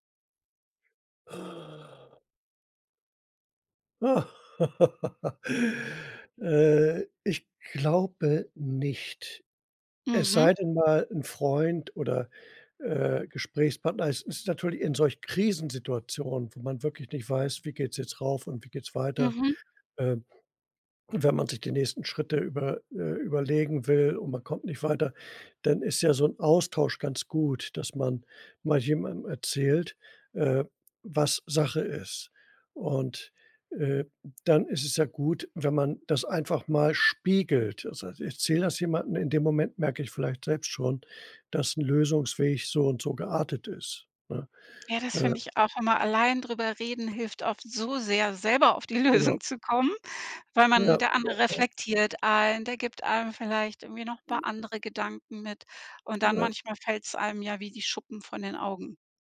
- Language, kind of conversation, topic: German, podcast, Wie gehst du mit Selbstzweifeln um?
- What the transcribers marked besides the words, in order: other noise; laugh; laughing while speaking: "Lösung"; other background noise